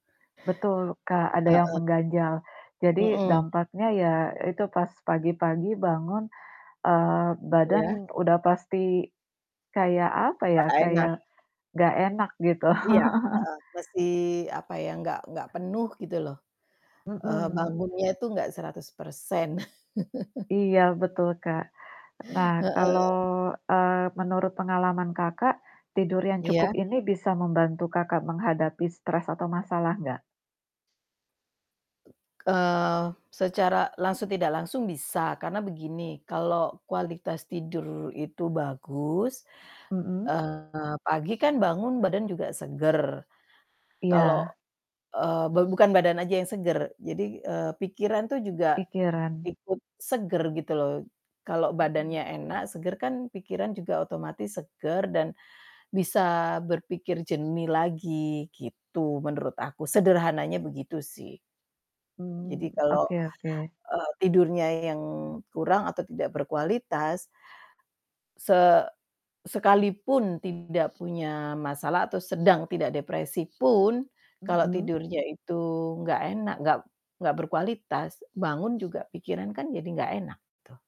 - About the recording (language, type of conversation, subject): Indonesian, unstructured, Bagaimana peran tidur dalam menjaga suasana hati kita?
- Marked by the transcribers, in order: static; other background noise; distorted speech; chuckle; chuckle